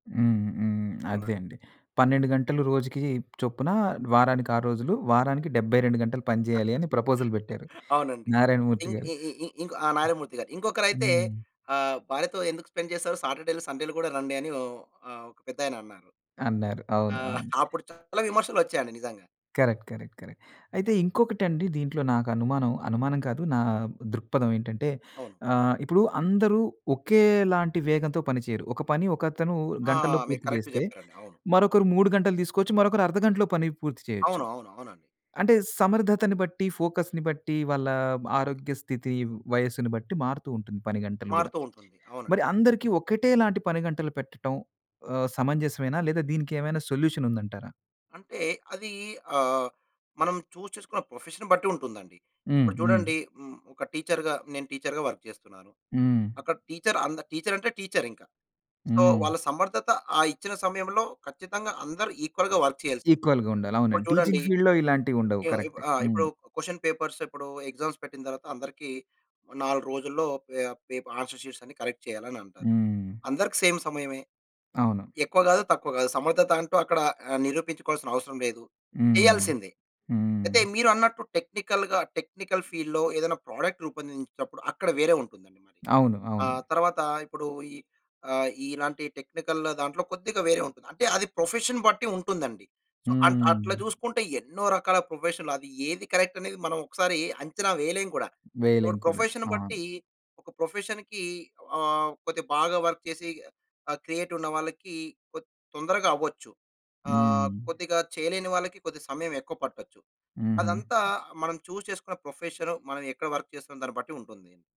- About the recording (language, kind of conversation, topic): Telugu, podcast, ఒక సాధారణ పని రోజు ఎలా ఉండాలి అనే మీ అభిప్రాయం ఏమిటి?
- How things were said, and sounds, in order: chuckle; in English: "ప్రపోజల్"; other background noise; in English: "స్పెండ్"; in English: "సాటర్‌డే‌లు, సండేలు"; in English: "కరెక్ట్, కరెక్ట్, కరెక్ట్"; in English: "కరెక్ట్"; in English: "ఫోకస్‌ని"; in English: "సొల్యూషన్"; in English: "చూస్"; in English: "ప్రొఫెషన్‌ని"; in English: "వర్క్"; in English: "సో"; in English: "ఈక్వల్‌గా వర్క్"; in English: "ఈక్వల్‌గా"; in English: "టీచింగ్ ఫీల్డ్‌లో"; in English: "క్వెషన్ పేపర్స్"; in English: "ఎగ్జామ్స్"; in English: "ఆన్సర్ షీట్స్"; in English: "కరెక్ట్"; in English: "సేమ్"; in English: "టెక్నికల్‌గా, టెక్నికల్ ఫీల్డ్‌లో"; in English: "ప్రొడక్ట్"; in English: "టెక్నికల్"; in English: "ప్రొఫెషన్"; in English: "సో"; in English: "కరెక్ట్"; in English: "ప్రొఫెషన్"; in English: "ప్రొఫెషన్‌కి"; in English: "వర్క్"; in English: "క్రియేటివ్"; in English: "చూస్"; in English: "ప్రొఫెషన్"; in English: "వర్క్"